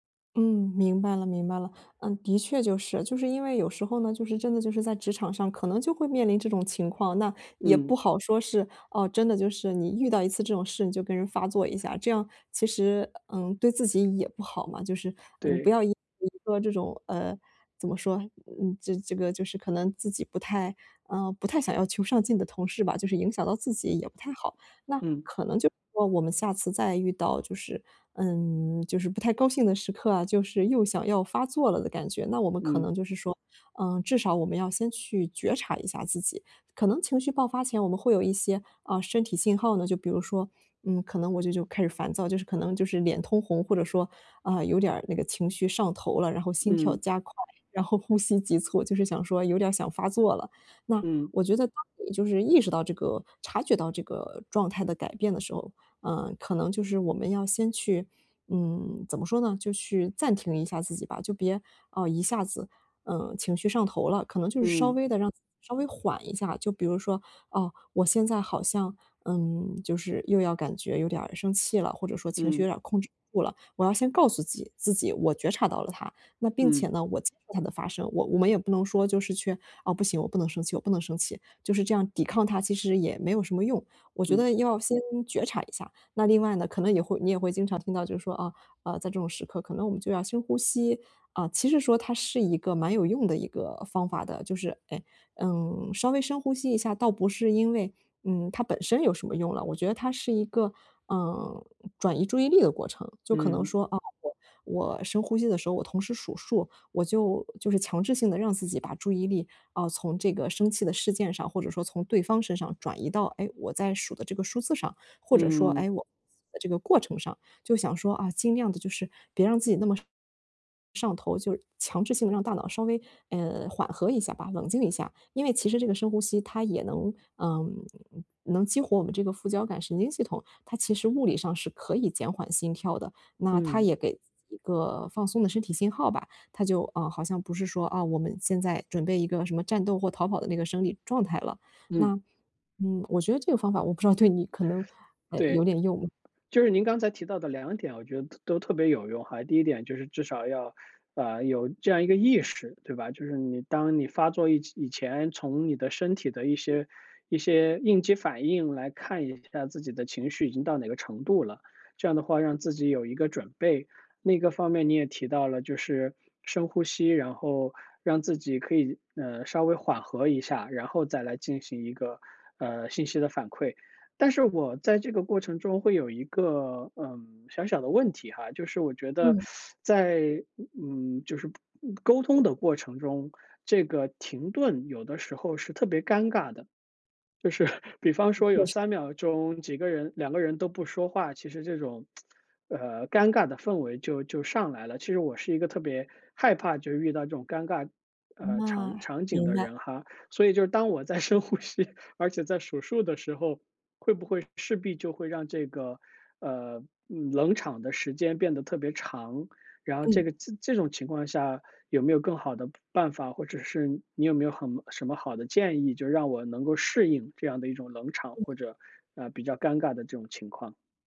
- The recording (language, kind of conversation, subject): Chinese, advice, 情绪激动时，我该如何练习先暂停并延迟反应？
- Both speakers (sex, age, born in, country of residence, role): female, 30-34, China, Germany, advisor; male, 40-44, China, United States, user
- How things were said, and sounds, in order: unintelligible speech; unintelligible speech; unintelligible speech; laughing while speaking: "对你"; teeth sucking; laughing while speaking: "就是"; lip smack; laughing while speaking: "在深呼吸"